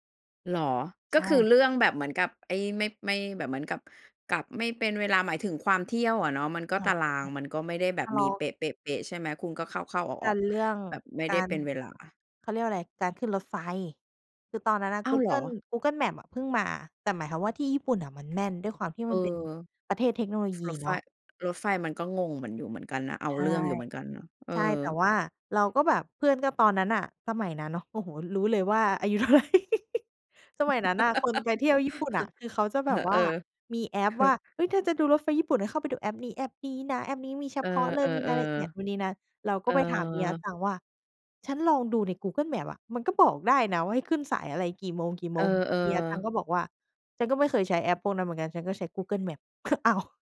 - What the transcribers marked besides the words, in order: laughing while speaking: "เท่าไร"; laugh; laughing while speaking: "อ้าว"
- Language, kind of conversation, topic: Thai, podcast, มีเหตุการณ์ไหนที่เพื่อนร่วมเดินทางทำให้การเดินทางลำบากบ้างไหม?